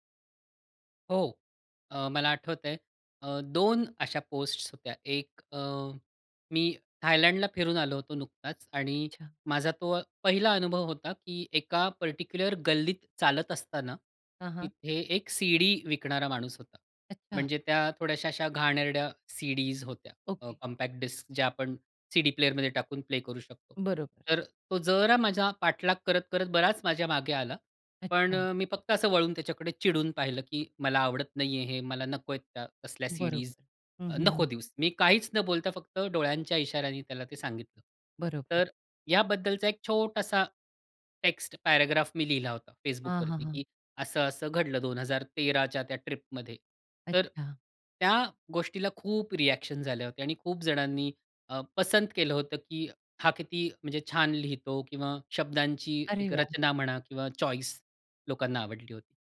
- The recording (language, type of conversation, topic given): Marathi, podcast, सोशल मीडियामुळे तुमचा सर्जनशील प्रवास कसा बदलला?
- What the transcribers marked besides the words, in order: in English: "पर्टिक्युलर"; in English: "कॉम्पॅक्ट डिस्क"; in English: "टेक्स्ट पॅराग्राफ"; in English: "रिएक्शन्स"; in English: "चॉईस"